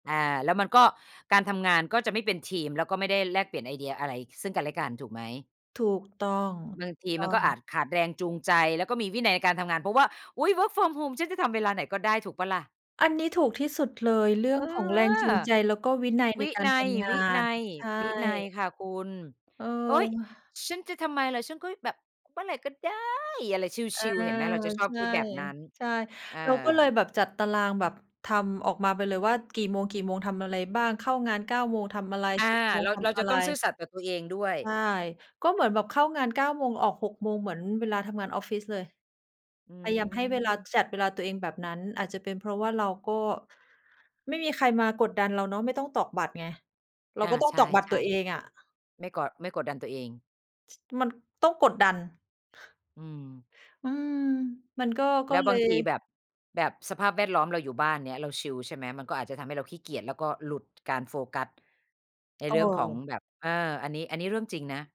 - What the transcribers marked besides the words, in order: in English: "work from home"; other background noise; stressed: "ได้"; tapping
- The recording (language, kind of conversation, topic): Thai, unstructured, การทำงานจากบ้านมีข้อดีและข้อเสียอย่างไร?